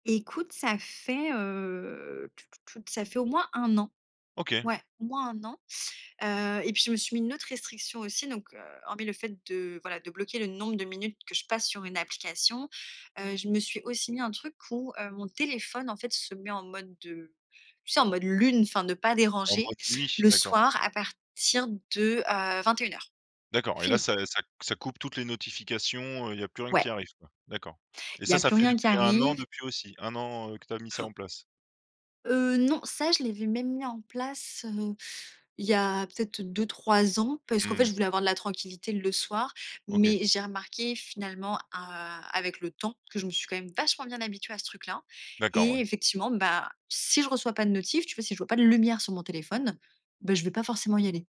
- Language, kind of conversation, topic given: French, podcast, Qu’est-ce que tu gagnes à passer du temps sans téléphone ?
- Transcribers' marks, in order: drawn out: "heu"; tapping; stressed: "lumière"